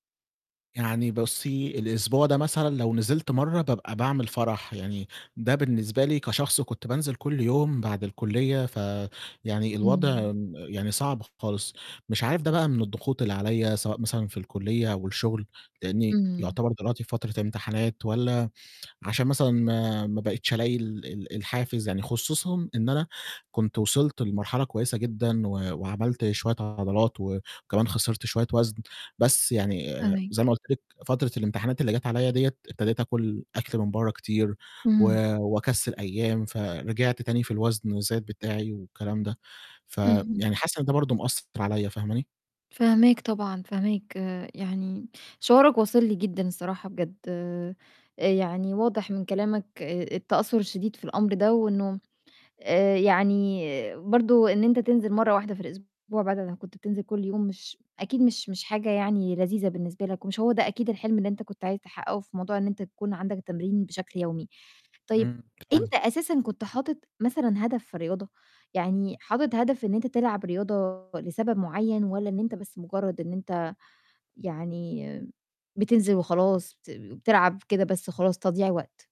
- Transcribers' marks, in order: tapping; distorted speech; unintelligible speech
- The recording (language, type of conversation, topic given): Arabic, advice, إزاي أقدر أتحفّز وألتزم بالتمرين بانتظام؟